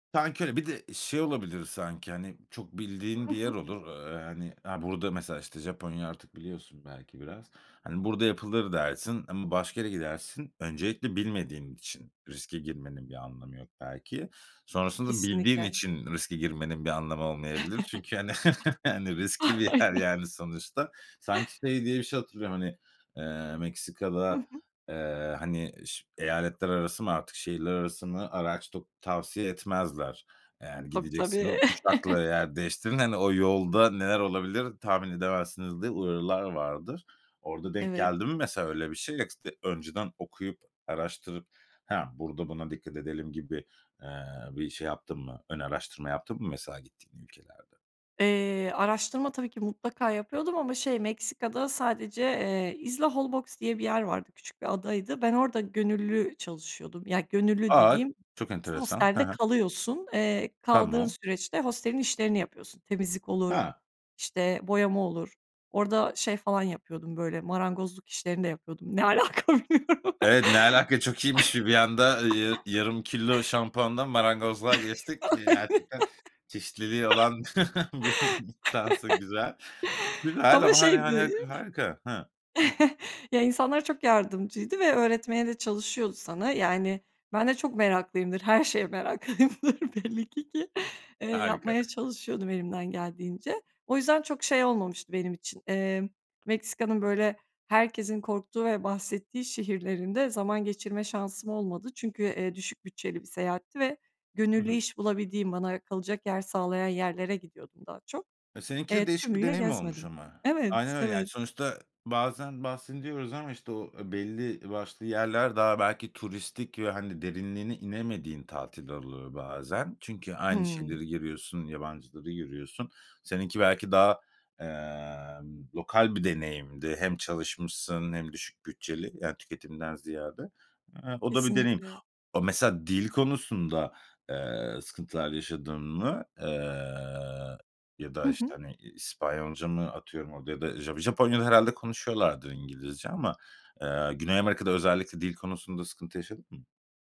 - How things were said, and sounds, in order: chuckle; laughing while speaking: "Ah, Aynen"; laughing while speaking: "hani"; tapping; laughing while speaking: "yer"; chuckle; unintelligible speech; laughing while speaking: "Ne alaka, bilmiyorum"; chuckle; laugh; chuckle; laugh; laughing while speaking: "bir insansın"; chuckle; laughing while speaking: "meraklıyımdır"; chuckle
- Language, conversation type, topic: Turkish, podcast, Seyahat sırasında yaptığın hatalardan çıkardığın en önemli ders neydi?